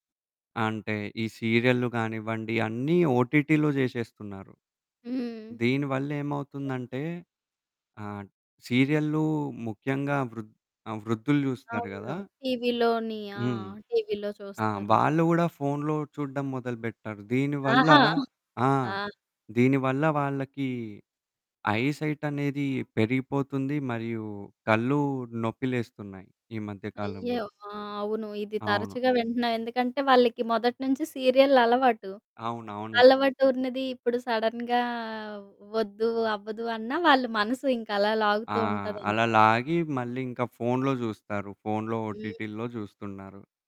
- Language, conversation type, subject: Telugu, podcast, స్ట్రీమింగ్ సేవల ప్రభావంతో టీవీ చూసే అలవాట్లు మీకు ఎలా మారాయి అనిపిస్తోంది?
- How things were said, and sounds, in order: in English: "ఓటిటి‌లో"; distorted speech; in English: "టీవీలో"; giggle; in English: "ఐ సైట్"; in English: "సడెన్‌గా"; in English: "ఓటీటీల్లో"